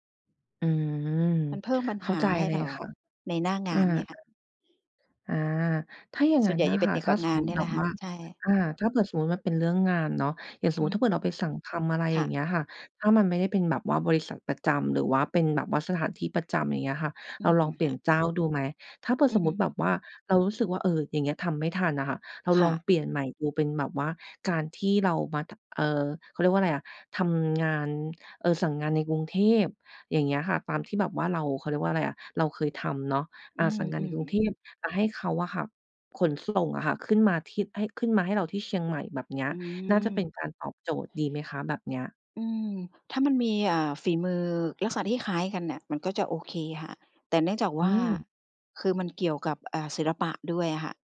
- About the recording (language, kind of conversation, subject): Thai, advice, ทำอย่างไรดีเมื่อรู้สึกเบื่อกิจวัตรแต่ไม่รู้จะเริ่มหาความหมายในชีวิตจากตรงไหน?
- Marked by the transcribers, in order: tapping